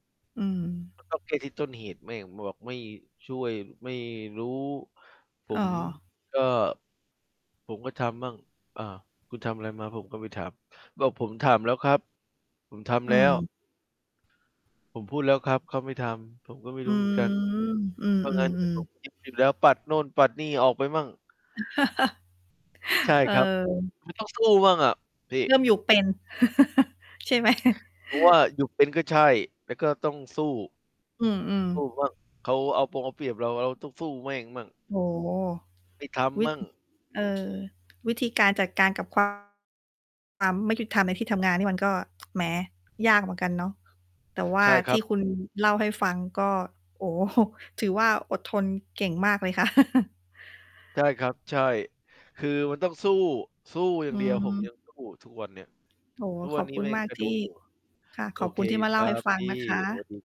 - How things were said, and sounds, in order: static; distorted speech; other background noise; chuckle; chuckle; tapping; mechanical hum; chuckle; chuckle
- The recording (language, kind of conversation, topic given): Thai, unstructured, คุณรับมือกับความไม่ยุติธรรมในที่ทำงานอย่างไร?
- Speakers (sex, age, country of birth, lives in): female, 40-44, Thailand, Thailand; male, 50-54, Thailand, Philippines